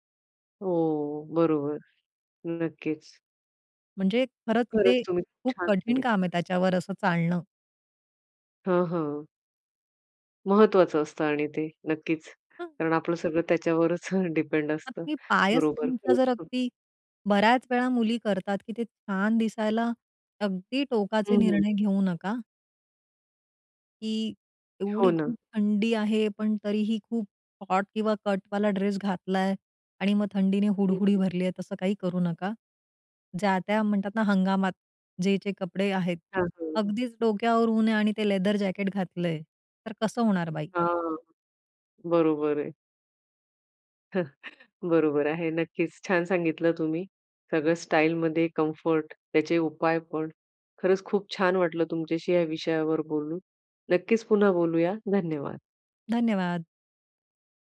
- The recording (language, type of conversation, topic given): Marathi, podcast, कपड्यांमध्ये आराम आणि देखणेपणा यांचा समतोल तुम्ही कसा साधता?
- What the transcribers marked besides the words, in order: other background noise; unintelligible speech; tapping; other noise; chuckle